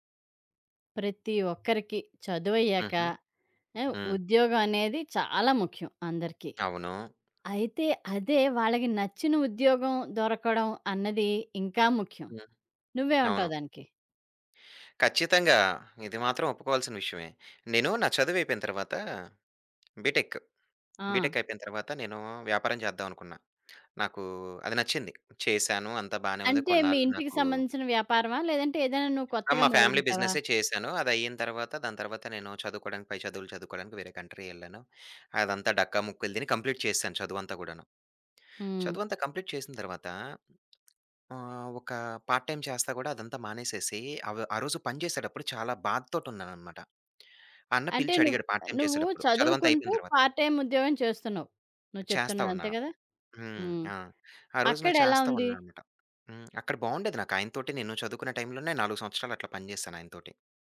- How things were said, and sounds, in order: tapping; other background noise; in English: "ఫ్యామిలీ"; in English: "కంట్రీ"; in English: "కంప్లీట్"; in English: "కంప్లీట్"; lip smack; in English: "పార్ట్ టైమ్"; in English: "పార్ట్ టైమ్"; in English: "పార్ట్ టైమ్"
- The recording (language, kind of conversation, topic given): Telugu, podcast, ఉద్యోగ భద్రతా లేదా స్వేచ్ఛ — మీకు ఏది ఎక్కువ ముఖ్యమైంది?